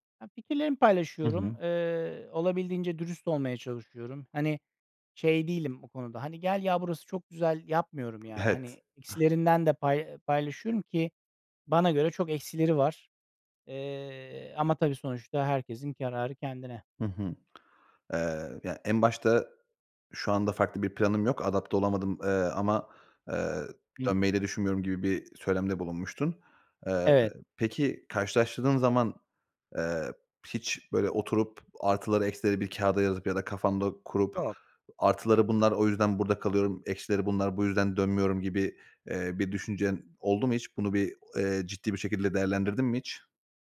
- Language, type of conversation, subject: Turkish, podcast, Bir yere ait olmak senin için ne anlama geliyor ve bunu ne şekilde hissediyorsun?
- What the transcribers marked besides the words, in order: unintelligible speech; "kararı" said as "kerarı"; unintelligible speech